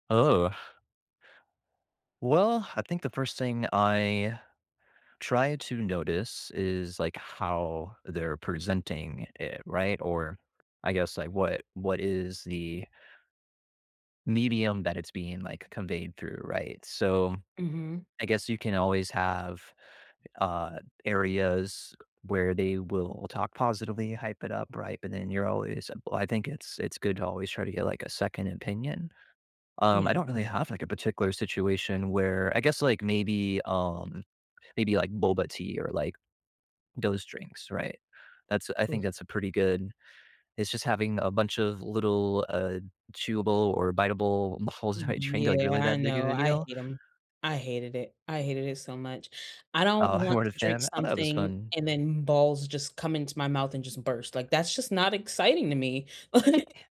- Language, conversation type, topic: English, unstructured, When is a food trend worth trying rather than hype?
- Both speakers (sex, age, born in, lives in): female, 30-34, United States, United States; male, 35-39, United States, United States
- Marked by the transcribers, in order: other background noise; laughing while speaking: "balls in my"; sad: "Yeah"; laughing while speaking: "like"